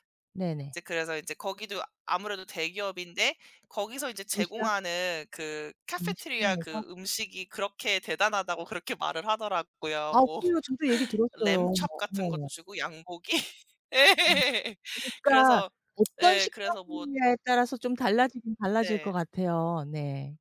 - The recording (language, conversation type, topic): Korean, unstructured, 매일 도시락을 싸서 가져가는 것과 매일 학교 식당에서 먹는 것 중 어떤 선택이 더 좋을까요?
- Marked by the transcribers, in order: put-on voice: "카페테리아"; laughing while speaking: "뭐"; put-on voice: "램촙"; laughing while speaking: "양고기? 예"; laugh; tsk; other background noise